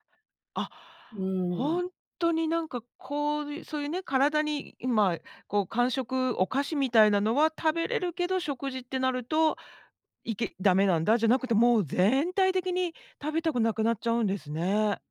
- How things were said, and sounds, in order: other background noise
- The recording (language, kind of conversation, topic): Japanese, podcast, ストレスは体にどのように現れますか？